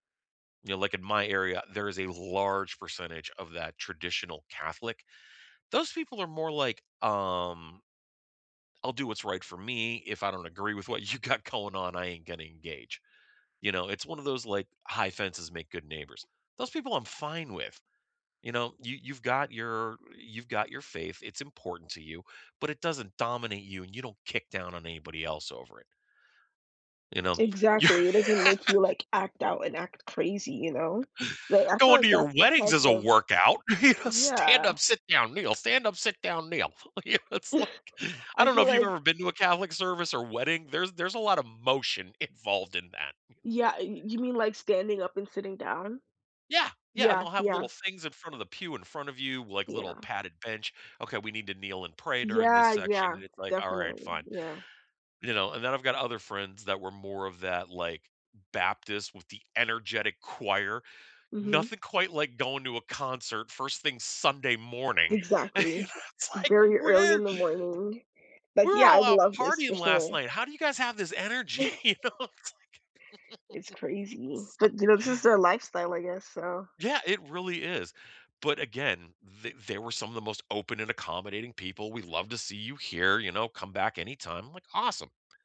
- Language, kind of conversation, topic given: English, unstructured, What family tradition are you reinventing as an adult, and what personal touches make it meaningful to you and others?
- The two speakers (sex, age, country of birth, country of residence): female, 18-19, United States, United States; male, 55-59, United States, United States
- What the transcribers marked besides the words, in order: tapping; laughing while speaking: "you got"; other background noise; laughing while speaking: "You're"; laugh; laughing while speaking: "you know"; laughing while speaking: "you know, it's like"; laugh; laughing while speaking: "and you know it's like"; laugh; laughing while speaking: "energy, you know? It's like So"; laugh